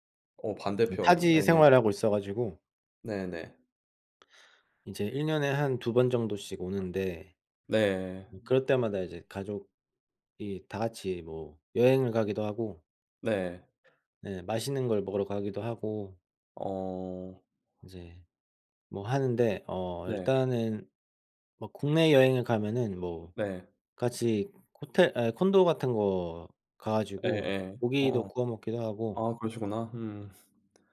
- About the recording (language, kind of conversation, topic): Korean, unstructured, 가족과 시간을 보내는 가장 좋은 방법은 무엇인가요?
- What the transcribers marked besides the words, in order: tapping; other background noise